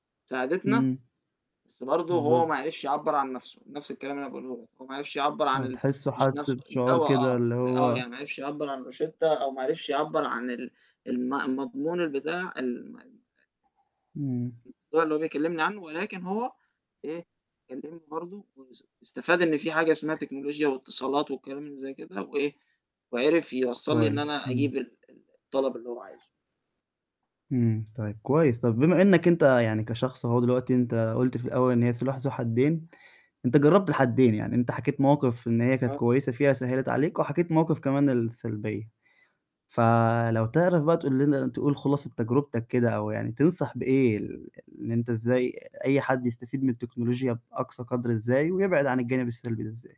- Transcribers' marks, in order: unintelligible speech; distorted speech; tapping; unintelligible speech
- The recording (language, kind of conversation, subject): Arabic, podcast, إزاي التكنولوجيا غيّرت طريقة تواصلنا مع العيلة؟